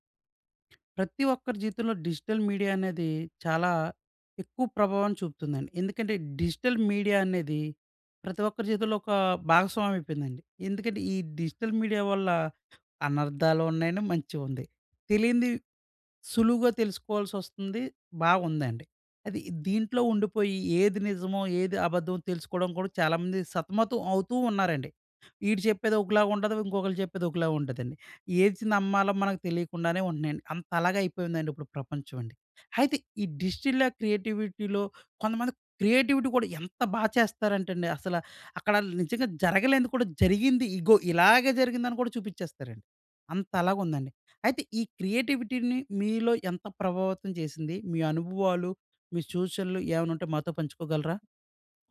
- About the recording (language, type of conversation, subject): Telugu, podcast, డిజిటల్ మీడియా మీ సృజనాత్మకతపై ఎలా ప్రభావం చూపుతుంది?
- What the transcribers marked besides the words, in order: other noise; in English: "డిజిటల్ మీడియా"; in English: "డిజిటల్ మీడియా"; in English: "డిజిటల్ మీడియా"; in English: "క్రియేటివిటీ‌లో"; in English: "క్రియేటివిటీ"; in English: "క్రియేటివిటీ‌ని"